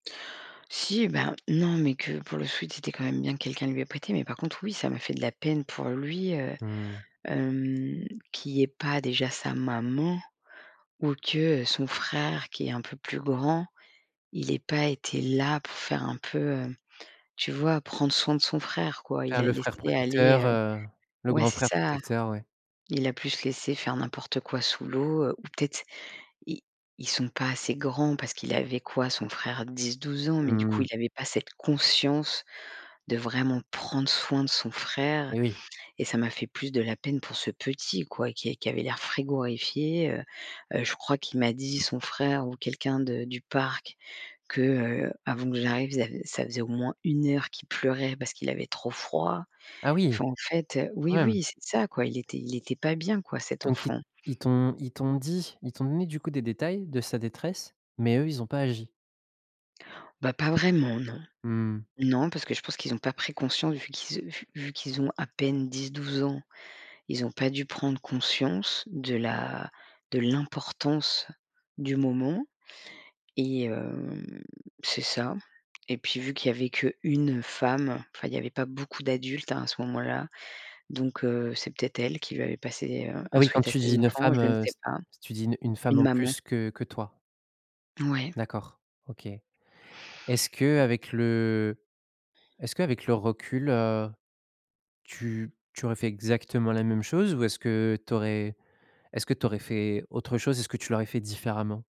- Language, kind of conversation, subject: French, podcast, Peux-tu me parler d’une fois où ton intuition t’a vraiment guidé ?
- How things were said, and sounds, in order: stressed: "conscience"; other background noise; tapping